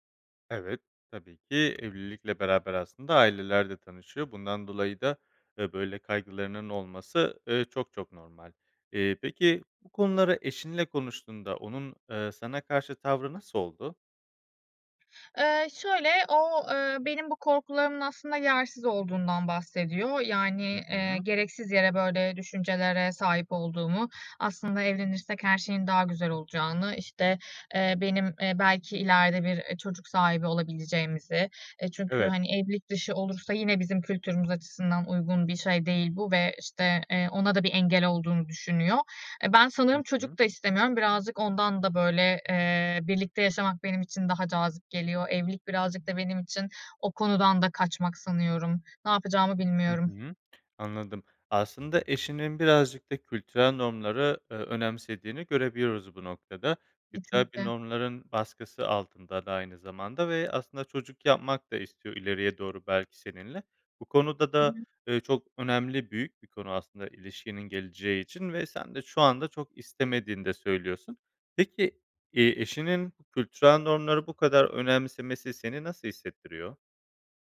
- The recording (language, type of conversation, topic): Turkish, advice, Evlilik veya birlikte yaşamaya karar verme konusunda yaşadığınız anlaşmazlık nedir?
- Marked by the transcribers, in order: other background noise; tapping